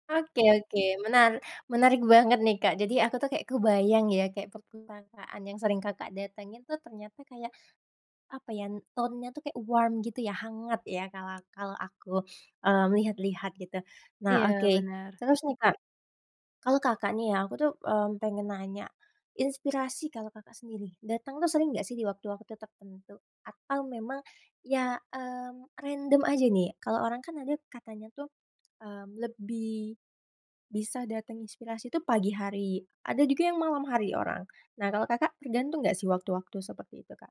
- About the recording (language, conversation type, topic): Indonesian, podcast, Apa yang paling sering menginspirasi kamu dalam kehidupan sehari-hari?
- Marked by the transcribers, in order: in English: "tone-nya"; in English: "warm"; tapping